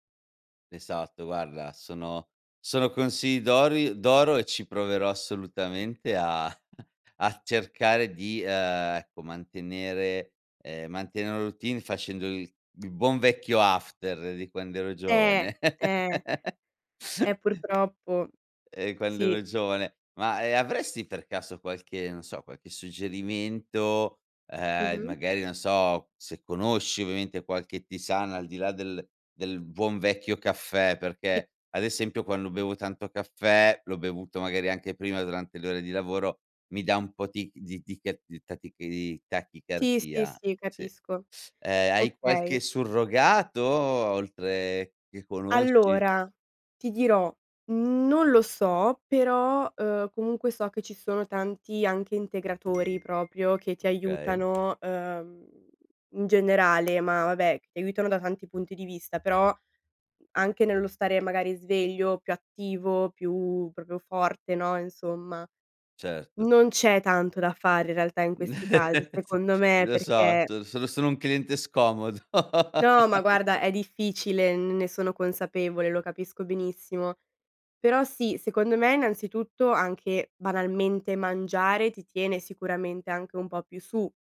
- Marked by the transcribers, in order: chuckle; in English: "after"; tapping; laugh; unintelligible speech; alarm; laugh; laughing while speaking: "s"; laugh
- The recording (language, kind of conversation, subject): Italian, advice, Quali difficoltà incontri nel mantenere abitudini sane durante i viaggi o quando lavori fuori casa?